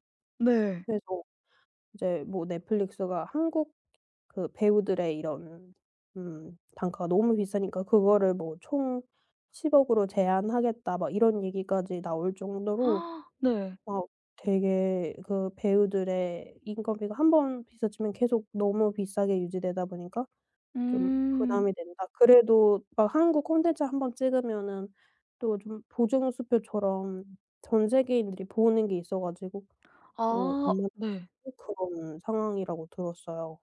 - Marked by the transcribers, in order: other background noise; tapping; gasp; unintelligible speech
- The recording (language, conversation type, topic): Korean, podcast, OTT 플랫폼 간 경쟁이 콘텐츠에 어떤 영향을 미쳤나요?